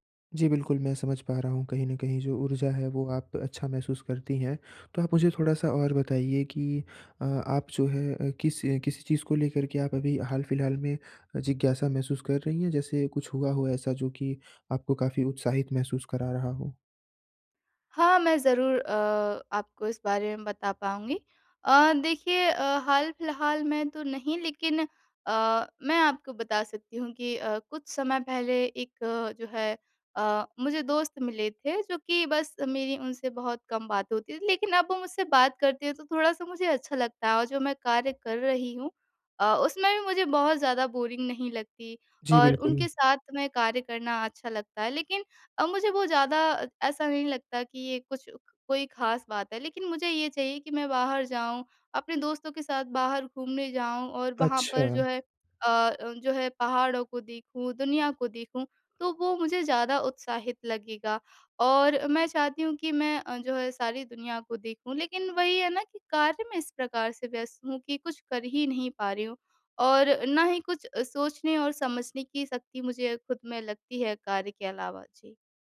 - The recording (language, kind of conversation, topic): Hindi, advice, रोज़मर्रा की ज़िंदगी में अर्थ कैसे ढूँढूँ?
- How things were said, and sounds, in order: in English: "बोरिंग"